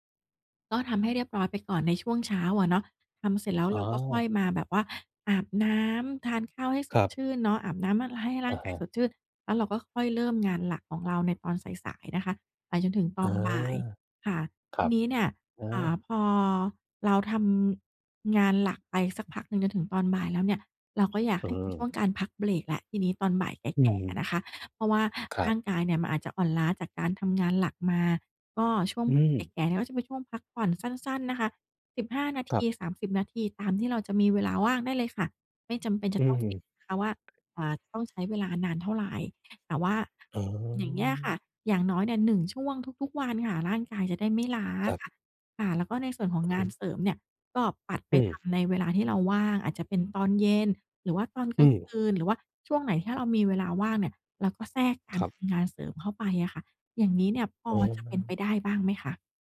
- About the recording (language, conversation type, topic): Thai, advice, ฉันควรจัดตารางเวลาในแต่ละวันอย่างไรให้สมดุลระหว่างงาน การพักผ่อน และชีวิตส่วนตัว?
- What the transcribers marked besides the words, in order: other background noise